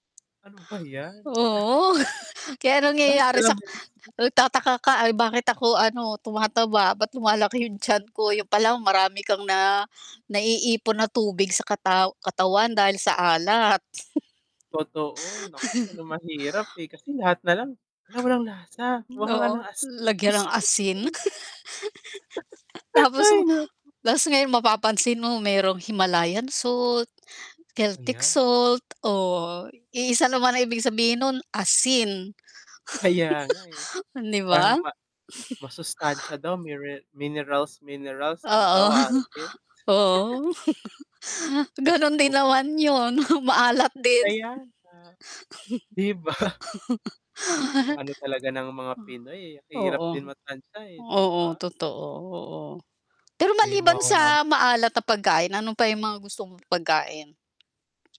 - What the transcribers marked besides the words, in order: static; distorted speech; snort; chuckle; chuckle; chuckle; other background noise; chuckle; stressed: "asin"; laugh; chuckle; chuckle; scoff; laugh; breath; chuckle; tapping
- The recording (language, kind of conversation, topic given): Filipino, unstructured, Ano ang pakiramdam mo kapag kumakain ka ng mga pagkaing sobrang maalat?